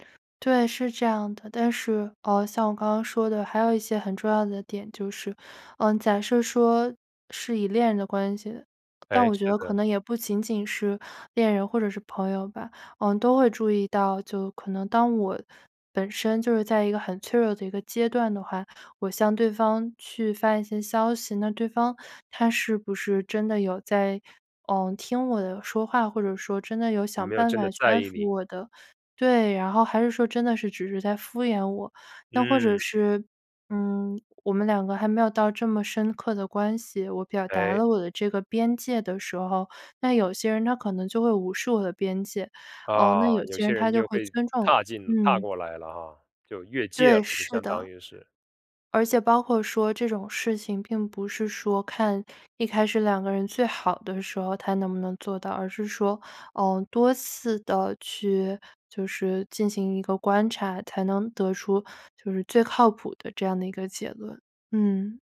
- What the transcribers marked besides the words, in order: other background noise
- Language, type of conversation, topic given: Chinese, podcast, 线上陌生人是如何逐步建立信任的？